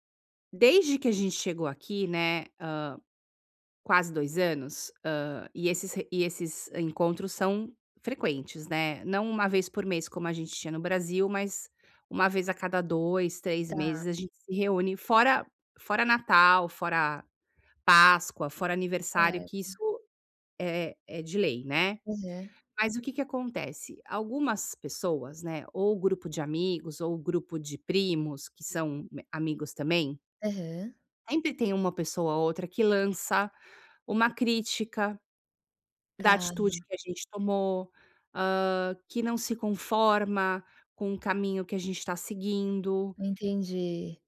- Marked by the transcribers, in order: tapping
- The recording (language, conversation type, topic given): Portuguese, advice, Como posso estabelecer limites com amigos sem magoá-los?